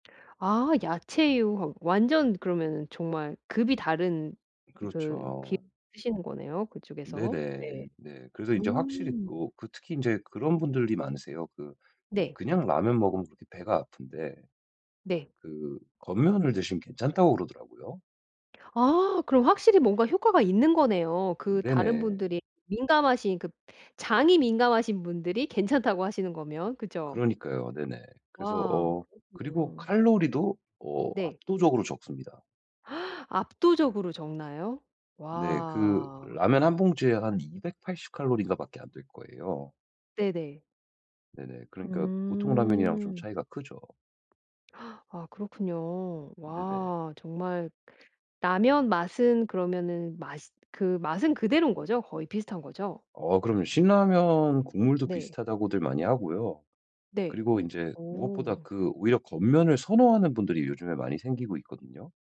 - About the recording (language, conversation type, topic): Korean, advice, 건강한 간식 선택
- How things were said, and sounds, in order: other background noise; gasp